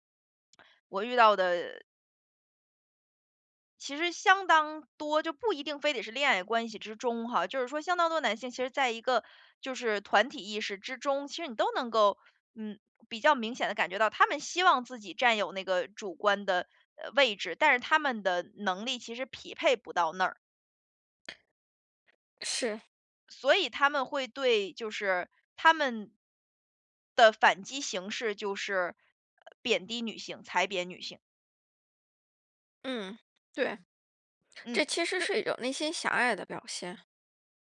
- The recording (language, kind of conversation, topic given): Chinese, advice, 我怎样才能让我的日常行动与我的价值观保持一致？
- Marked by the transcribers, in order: other background noise